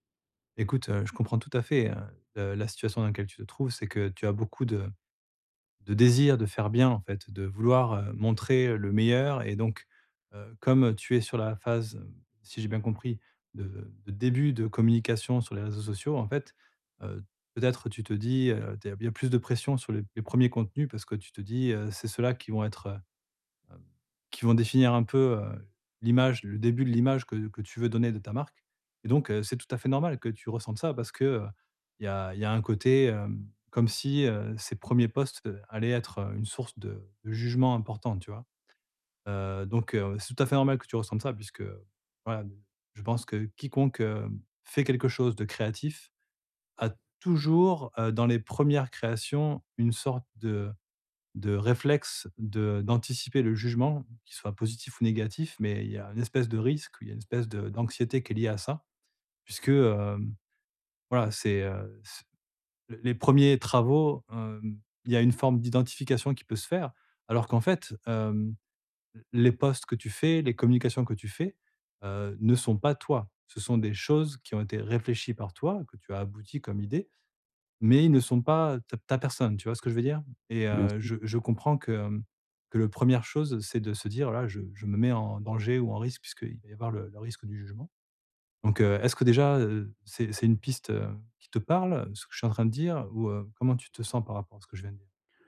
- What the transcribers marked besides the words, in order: stressed: "désir"; stressed: "meilleur"; other background noise; in English: "posts"; stressed: "toujours"; tapping; in English: "posts"; stressed: "parle"
- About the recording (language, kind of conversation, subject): French, advice, Comment puis-je réduire mes attentes pour avancer dans mes projets créatifs ?